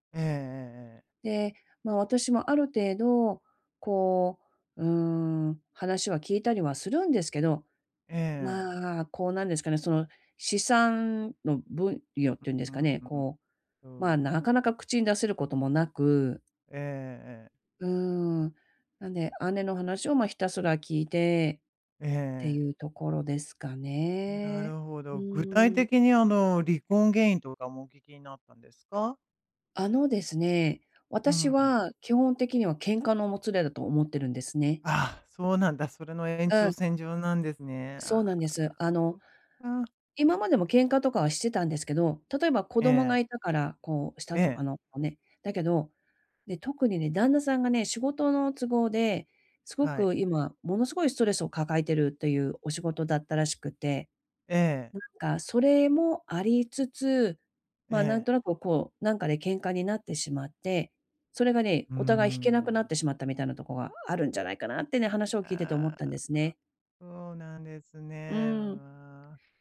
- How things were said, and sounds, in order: other noise
- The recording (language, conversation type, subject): Japanese, advice, 別れで失った自信を、日々の習慣で健康的に取り戻すにはどうすればよいですか？
- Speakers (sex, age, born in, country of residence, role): female, 50-54, Japan, United States, user; female, 55-59, Japan, United States, advisor